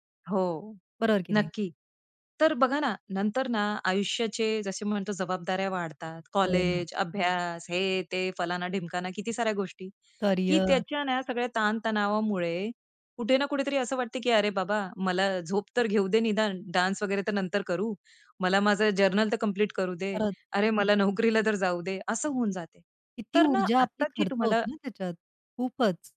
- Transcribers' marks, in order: in English: "डान्स"; in English: "जर्नल"
- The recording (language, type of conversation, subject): Marathi, podcast, छंद पुन्हा सुरू करण्यासाठी तुम्ही कोणते छोटे पाऊल उचलाल?